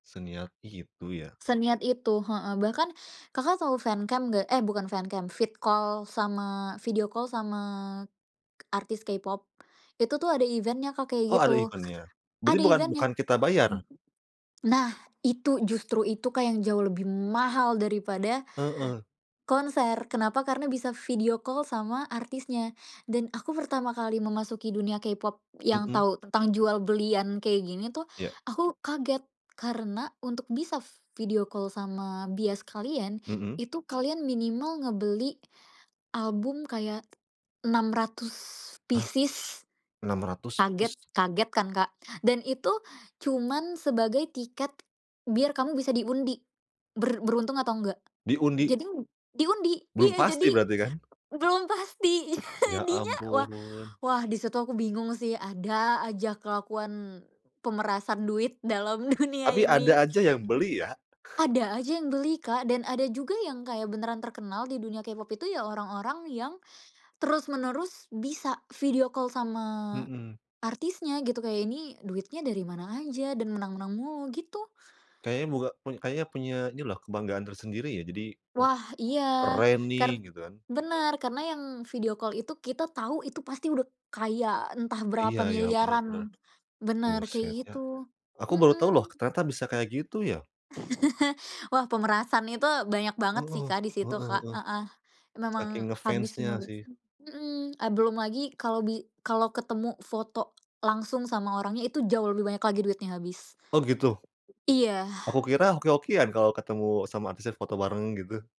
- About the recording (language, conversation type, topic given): Indonesian, podcast, Konser apa yang paling berkesan pernah kamu tonton?
- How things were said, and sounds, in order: other background noise; in English: "fancam"; in English: "fancam, vid-call"; in English: "video call"; in English: "event-nya"; in English: "event-nya?"; in English: "event-nya"; swallow; stressed: "mahal"; in English: "video call"; in English: "video call"; in English: "pieces"; in English: "pieces?"; laughing while speaking: "Jadinya"; laughing while speaking: "dunia ini"; in English: "video call"; in English: "video call"; background speech; chuckle